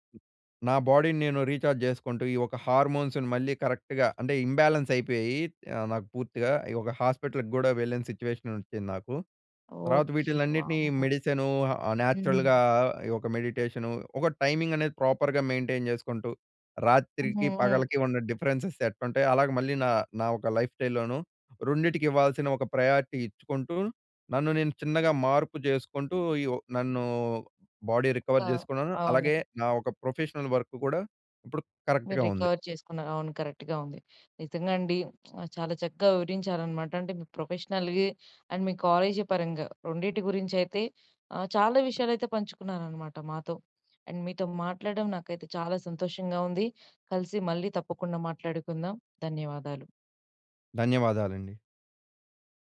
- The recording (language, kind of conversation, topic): Telugu, podcast, రాత్రి పడుకునే ముందు మీ రాత్రి రొటీన్ ఎలా ఉంటుంది?
- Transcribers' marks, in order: tapping; in English: "బాడీని"; in English: "రీచార్జ్"; in English: "హార్మోన్స్‌ని"; in English: "కరెక్ట్‌గా"; in English: "ఇంబాలెన్స్"; in English: "హాస్పిటల్‌కి"; in English: "సిట్యుయేషన్"; in English: "న్యాచురల్‌గా"; in English: "టైమింగ్"; in English: "ప్రాపర్‌గా మెయింటైన్"; in English: "డిఫరెన్సెస్"; in English: "లైఫ్ స్టైల్‌లోను"; in English: "ప్రయారిటీ"; in English: "బాడీ రికవర్"; in English: "ప్రొఫెషనల్ వర్క్"; in English: "కరెక్ట్‌గా"; in English: "రికవర్"; in English: "కరెక్ట్‌గా"; lip smack; in English: "ప్రొఫెషనల్‌గా అండ్"; in English: "అండ్"